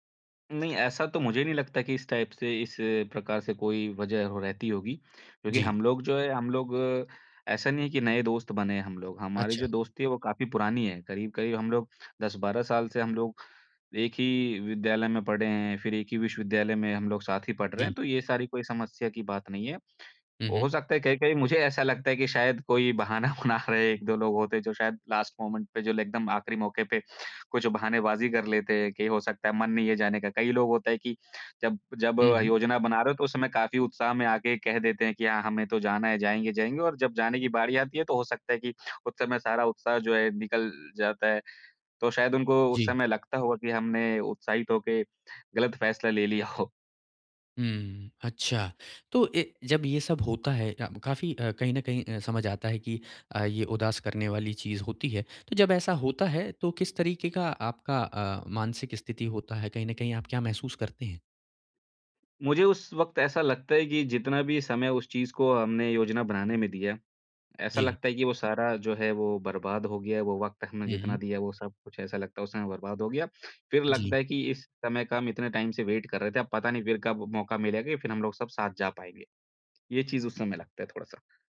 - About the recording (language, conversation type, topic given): Hindi, advice, अचानक यात्रा रुक जाए और योजनाएँ बदलनी पड़ें तो क्या करें?
- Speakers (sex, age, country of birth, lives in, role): male, 25-29, India, India, advisor; male, 30-34, India, India, user
- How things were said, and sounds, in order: in English: "टाइप"; laughing while speaking: "बना रहे हैं"; in English: "लास्ट मोमेंट"; laughing while speaking: "हो"; in English: "टाइम"; in English: "वेट"